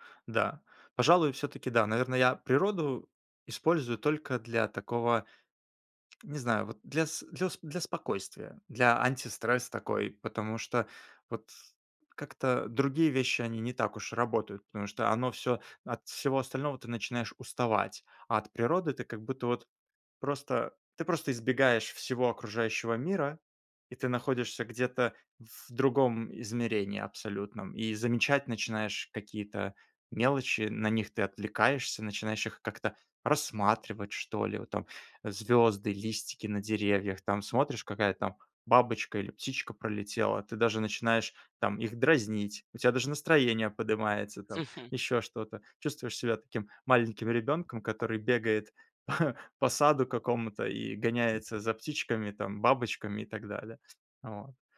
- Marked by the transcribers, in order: tapping; other background noise; chuckle
- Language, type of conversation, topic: Russian, podcast, Как природа влияет на твоё настроение?